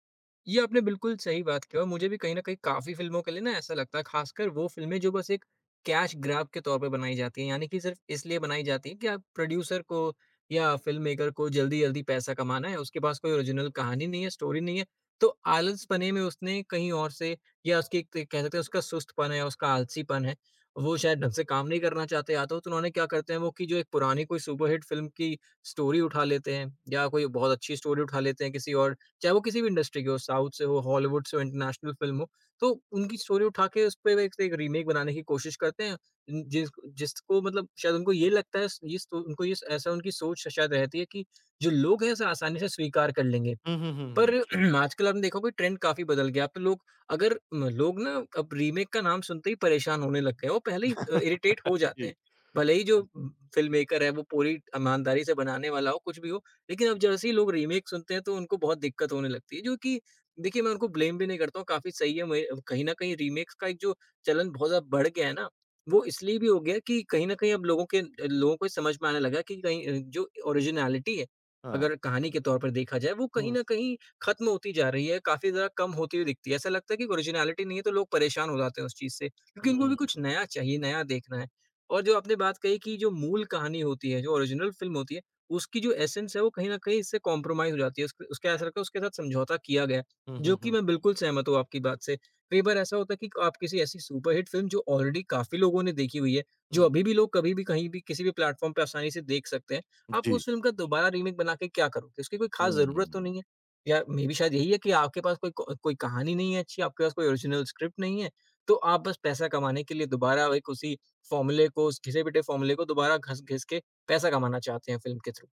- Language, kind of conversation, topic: Hindi, podcast, क्या रीमेक मूल कृति से बेहतर हो सकते हैं?
- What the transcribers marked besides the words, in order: tapping; in English: "कैश ग्रैब"; in English: "प्रोड्यूसर"; in English: "फिल्ममेकर"; in English: "ओरिजिनल"; in English: "स्टोरी"; in English: "सुपर हिट"; in English: "स्टोरी"; in English: "स्टोरी"; in English: "इंडस्ट्री"; in English: "साउथ"; in English: "इंटरनेशनल"; in English: "स्टोरी"; in English: "रीमेक"; throat clearing; in English: "ट्रेंड"; in English: "रीमेक"; in English: "इरिटेट"; other noise; in English: "फिल्ममेकर"; chuckle; other background noise; in English: "रीमेक"; in English: "ब्लेम"; in English: "रीमेक्स"; in English: "ओरिजिनैलिटी"; in English: "ओरिजिनैलिटी"; in English: "ओरिजिनल"; in English: "एसेंस"; in English: "कॉम्प्रोमाइज़"; in English: "सुपर हिट"; in English: "ऑलरेडी"; in English: "प्लेटफॉर्म"; in English: "रीमेक"; in English: "मेबी"; in English: "ओरिजिनल स्क्रिप्ट"; in English: "थ्रू"